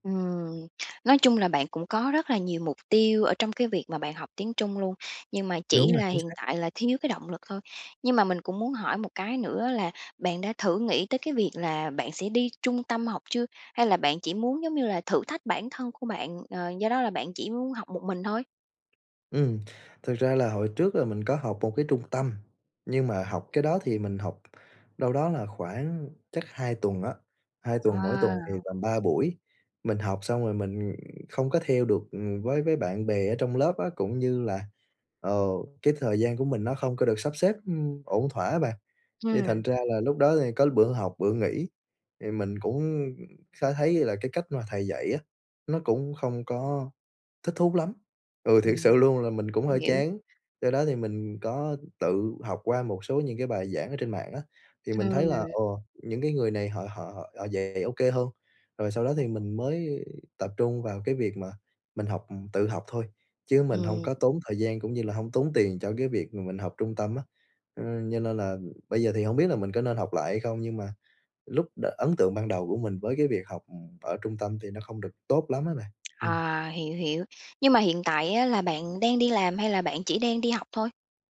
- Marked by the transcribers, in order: tapping; "chắc" said as "chách"; other background noise
- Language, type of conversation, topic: Vietnamese, advice, Làm sao để lấy lại động lực khi cảm thấy bị đình trệ?
- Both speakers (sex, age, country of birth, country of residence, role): female, 30-34, Vietnam, Vietnam, advisor; male, 20-24, Vietnam, Vietnam, user